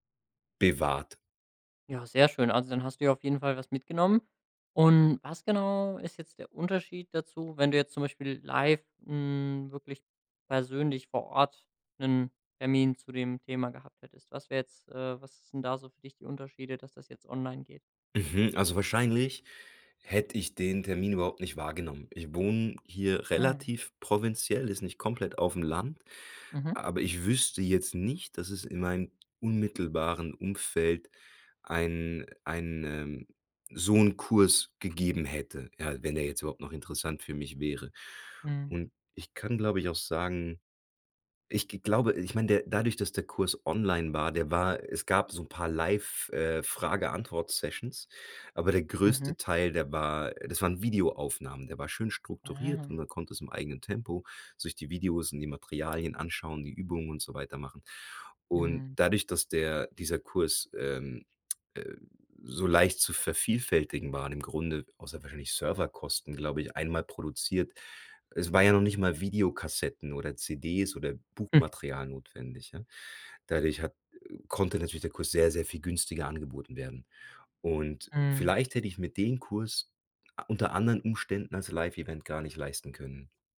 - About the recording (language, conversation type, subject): German, podcast, Wie nutzt du Technik fürs lebenslange Lernen?
- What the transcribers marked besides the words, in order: chuckle